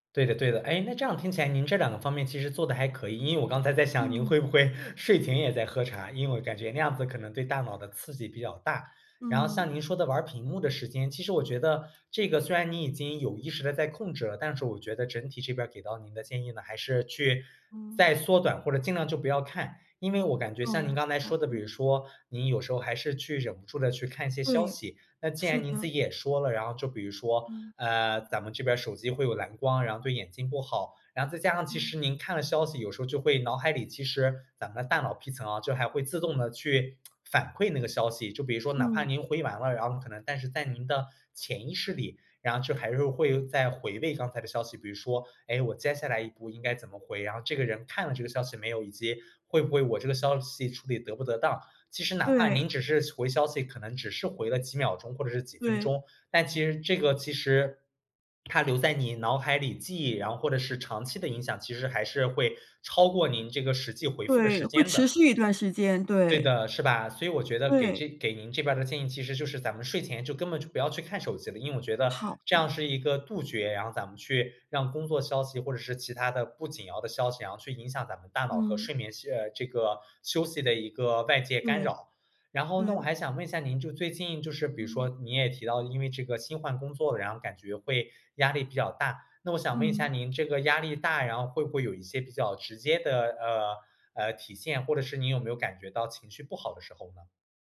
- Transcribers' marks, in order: laughing while speaking: "会不"; tsk
- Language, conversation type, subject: Chinese, advice, 我晚上睡不好、白天总是没精神，该怎么办？